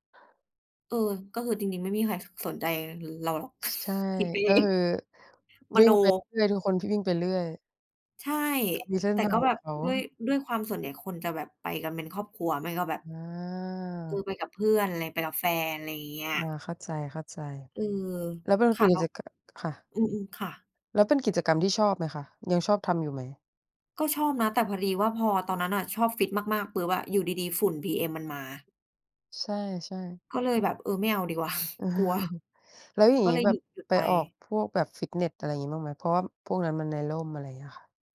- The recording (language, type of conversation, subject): Thai, unstructured, กิจกรรมใดช่วยให้คุณรู้สึกผ่อนคลายมากที่สุด?
- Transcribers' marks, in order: other background noise; chuckle; chuckle